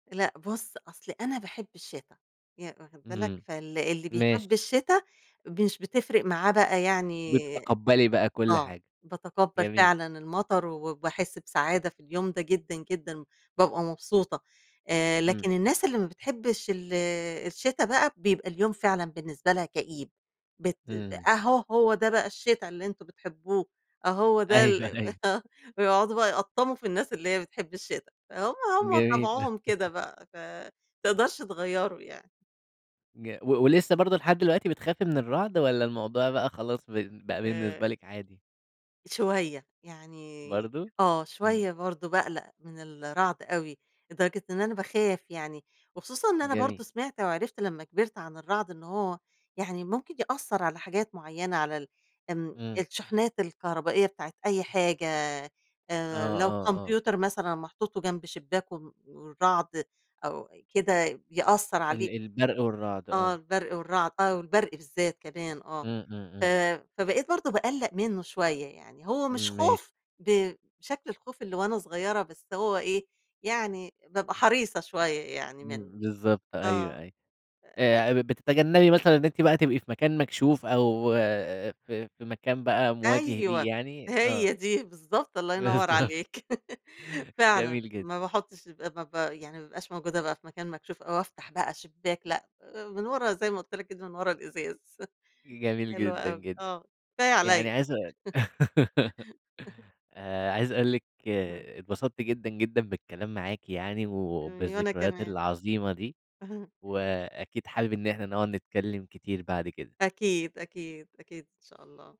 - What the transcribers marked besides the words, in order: laughing while speaking: "أيوه أيوه"; laughing while speaking: "آه"; laugh; unintelligible speech; laughing while speaking: "بالضبط"; laugh; chuckle; giggle; chuckle; unintelligible speech; laugh
- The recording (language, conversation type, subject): Arabic, podcast, إيه اللي بتحسه أول ما تشم ريحة المطر؟